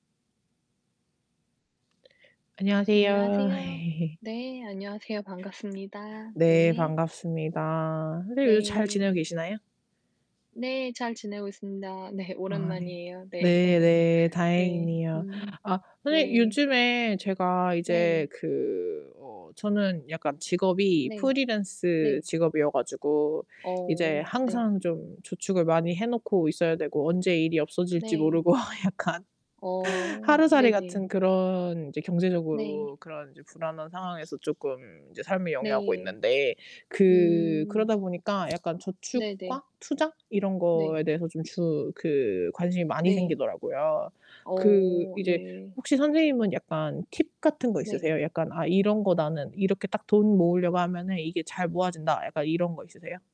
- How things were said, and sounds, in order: static; laugh; background speech; other background noise; laughing while speaking: "네"; laughing while speaking: "약간"; tapping
- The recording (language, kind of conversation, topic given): Korean, unstructured, 돈을 모으는 가장 좋은 방법은 무엇이라고 생각하시나요?